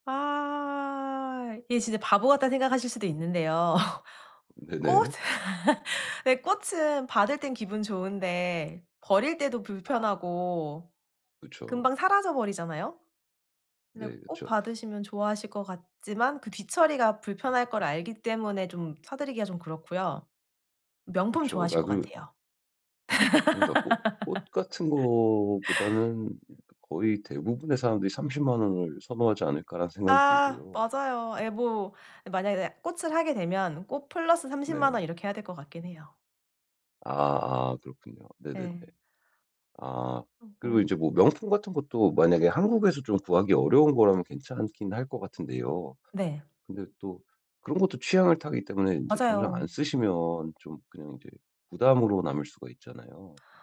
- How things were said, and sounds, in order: laugh; other background noise; tapping; laugh
- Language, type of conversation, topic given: Korean, advice, 특별한 사람을 위한 선물을 고르기 어려울 때는 어디서부터 시작하면 좋을까요?